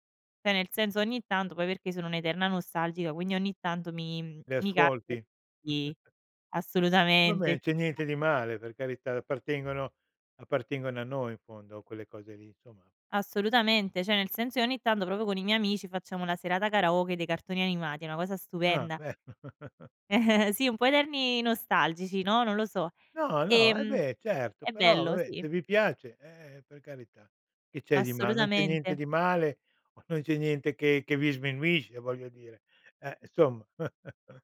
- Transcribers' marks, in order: "Cioè" said as "c'è"; chuckle; other noise; laugh; chuckle; chuckle
- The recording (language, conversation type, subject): Italian, podcast, Che ruolo ha la musica nei momenti importanti della tua vita?